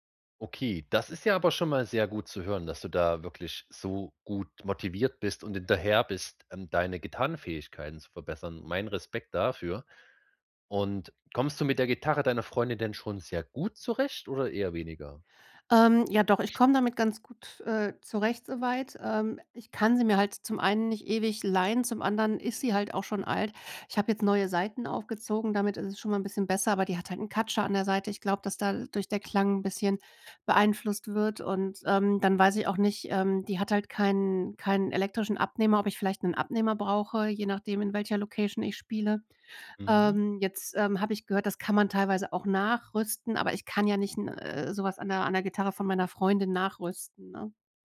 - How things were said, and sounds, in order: in English: "Location"
- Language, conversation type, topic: German, advice, Wie finde ich bei so vielen Kaufoptionen das richtige Produkt?